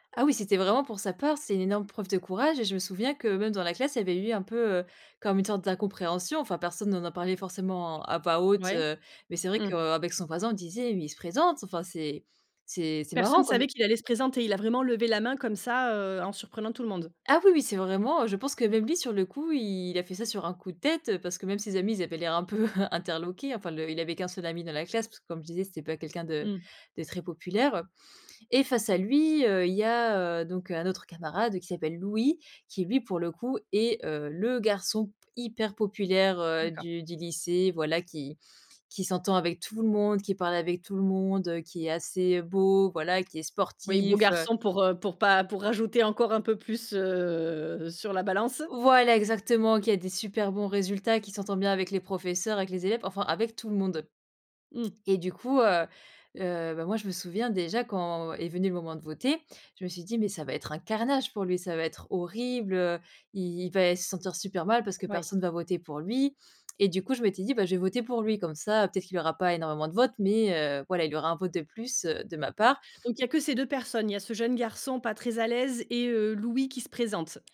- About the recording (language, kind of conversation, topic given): French, podcast, As-tu déjà vécu un moment de solidarité qui t’a profondément ému ?
- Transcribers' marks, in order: other background noise; chuckle; stressed: "le"; stressed: "hyper"; drawn out: "heu"; stressed: "Voilà"; stressed: "carnage"; tapping